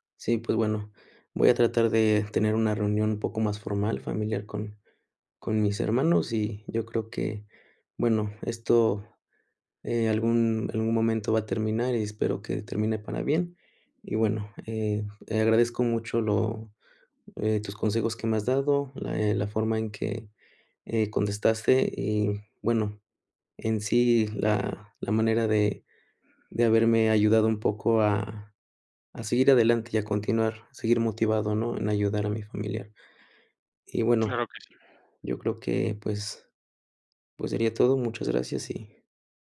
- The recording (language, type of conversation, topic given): Spanish, advice, ¿Cómo puedo cuidar a un familiar enfermo que depende de mí?
- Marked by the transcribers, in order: none